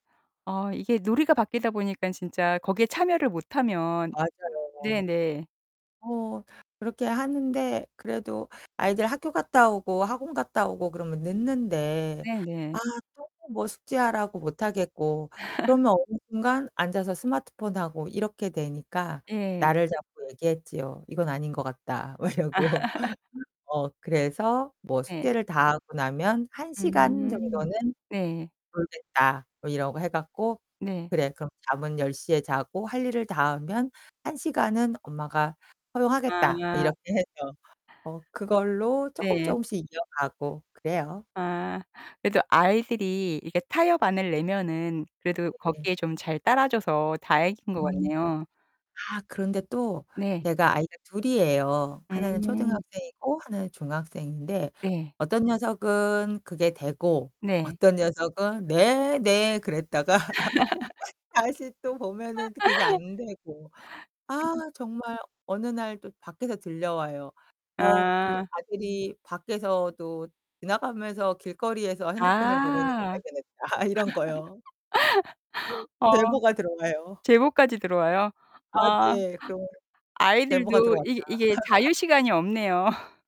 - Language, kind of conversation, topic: Korean, podcast, 아이들 스마트폰 사용 규칙은 어떻게 정하시나요?
- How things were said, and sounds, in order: distorted speech; laugh; laughing while speaking: "막 이러고"; laugh; laughing while speaking: "이렇게 해서"; laugh; laughing while speaking: "다시 또 보면은 그게 또 안 되고"; laugh; unintelligible speech; laugh; laughing while speaking: "발견했다. 이런 거요"; laughing while speaking: "어. 제보까지 들어와요? 와. 아이들도 이 이게 자유 시간이 없네요"; other background noise; laugh